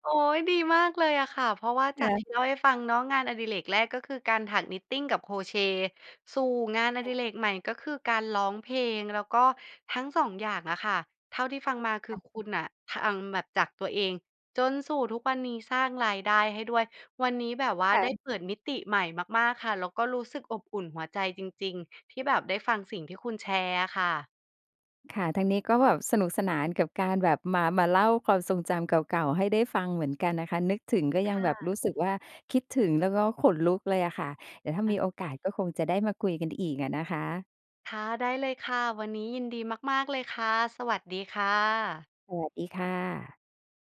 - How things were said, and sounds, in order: none
- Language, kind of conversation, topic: Thai, podcast, งานอดิเรกที่คุณหลงใหลมากที่สุดคืออะไร และเล่าให้ฟังหน่อยได้ไหม?